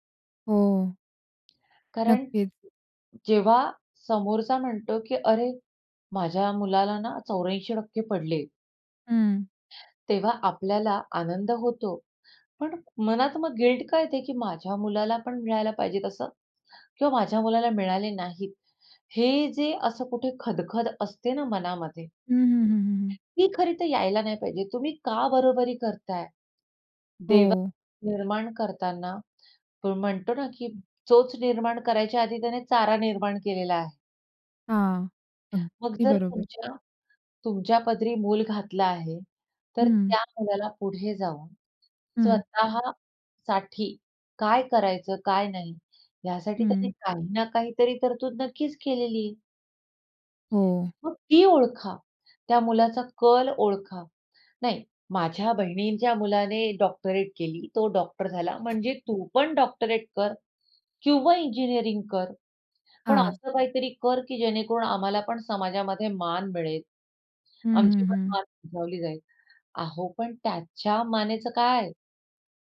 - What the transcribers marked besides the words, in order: tapping; in English: "गिल्ट"; other background noise; angry: "त्याच्या मानेचं काय?"
- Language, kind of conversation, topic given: Marathi, podcast, आई-वडिलांना तुमच्या करिअरबाबत कोणत्या अपेक्षा असतात?